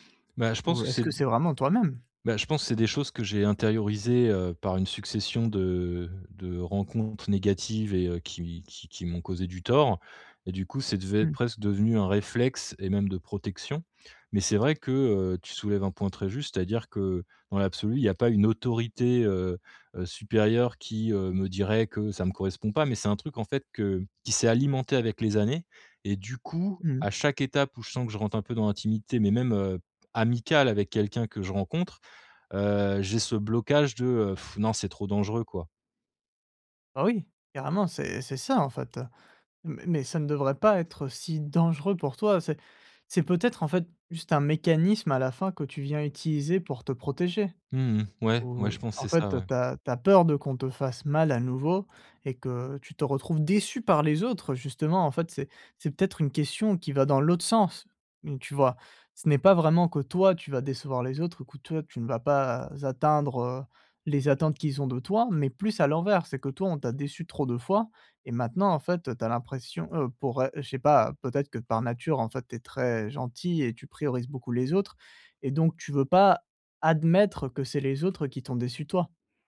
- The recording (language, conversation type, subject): French, advice, Comment puis-je initier de nouvelles relations sans avoir peur d’être rejeté ?
- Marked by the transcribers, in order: other background noise; blowing; stressed: "déçu"; stressed: "admettre"